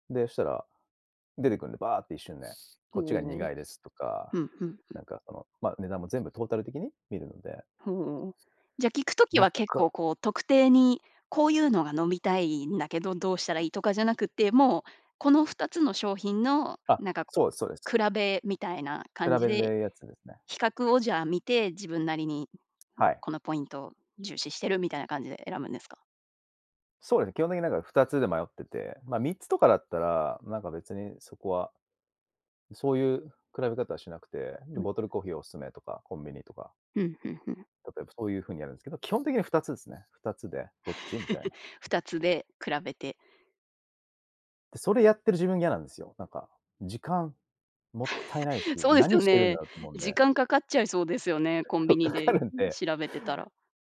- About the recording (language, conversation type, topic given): Japanese, podcast, 選択肢が多すぎると、かえって決められなくなることはありますか？
- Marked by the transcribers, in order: other noise; chuckle; laugh; laughing while speaking: "かかるんで"